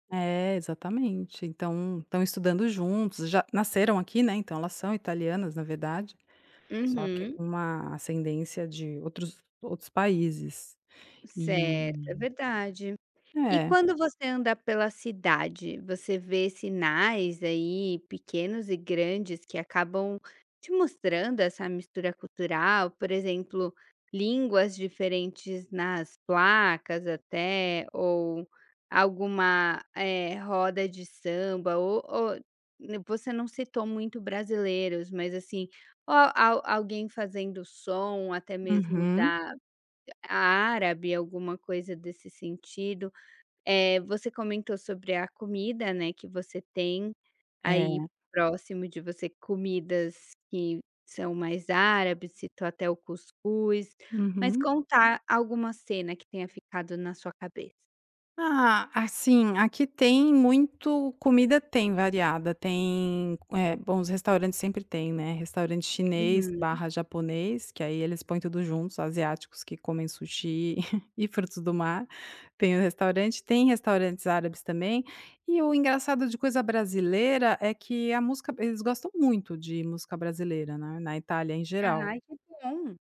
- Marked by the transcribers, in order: chuckle
- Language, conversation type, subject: Portuguese, podcast, Como a cidade onde você mora reflete a diversidade cultural?